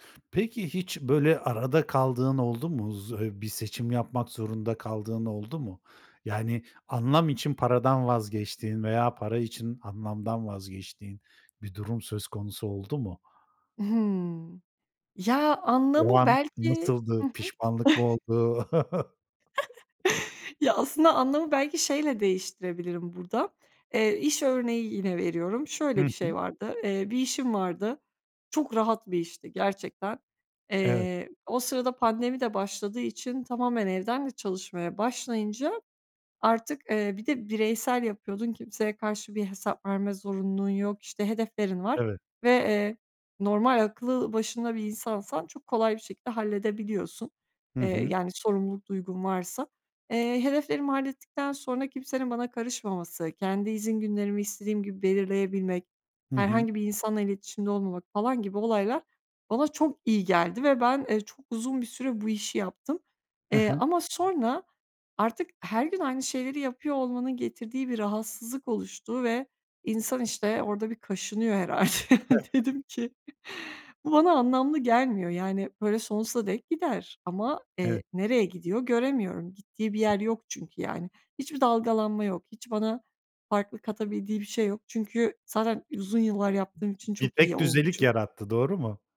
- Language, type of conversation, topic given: Turkish, podcast, Para mı yoksa anlam mı senin için öncelikli?
- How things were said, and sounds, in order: chuckle; tapping; chuckle; other background noise; other noise; laughing while speaking: "Dedim ki"